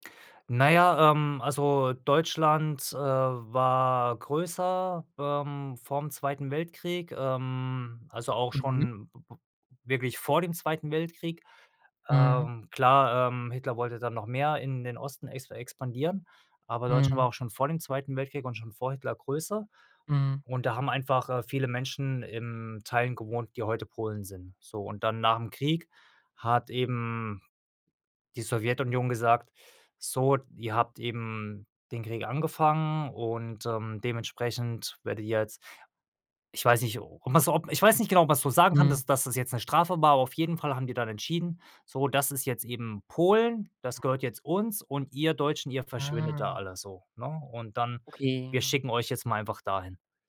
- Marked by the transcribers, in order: other noise
- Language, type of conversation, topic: German, podcast, Welche Geschichten über Krieg, Flucht oder Migration kennst du aus deiner Familie?